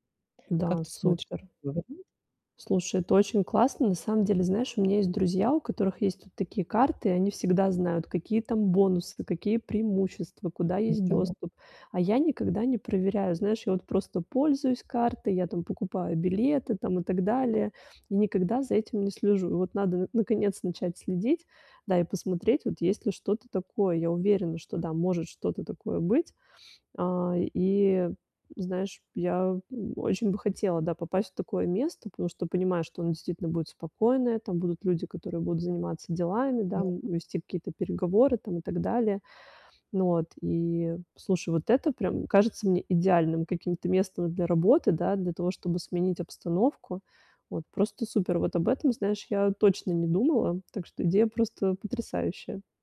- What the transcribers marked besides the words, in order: unintelligible speech
- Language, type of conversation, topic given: Russian, advice, Как смена рабочего места может помочь мне найти идеи?